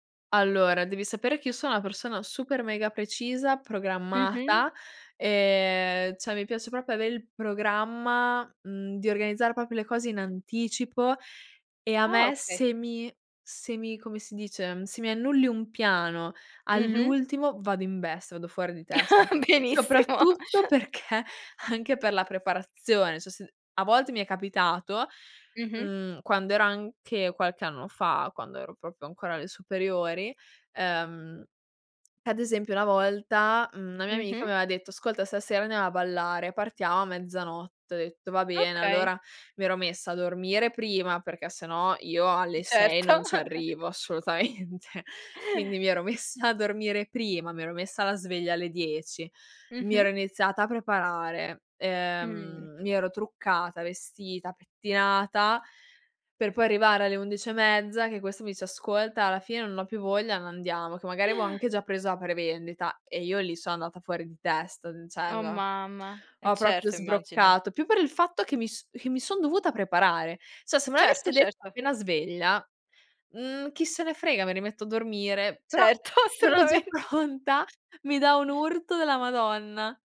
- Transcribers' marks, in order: laugh; laughing while speaking: "Benissimo"; laughing while speaking: "perché anche"; chuckle; laughing while speaking: "Certo"; laughing while speaking: "assolutamente"; chuckle; laughing while speaking: "messa"; gasp; "avevo" said as "aveo"; gasp; tapping; "Cioè" said as "ceh"; unintelligible speech; "cioè" said as "ceh"; laughing while speaking: "assolutamen"; laughing while speaking: "già pronta"; chuckle
- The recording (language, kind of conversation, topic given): Italian, podcast, Come programmi la tua giornata usando il calendario?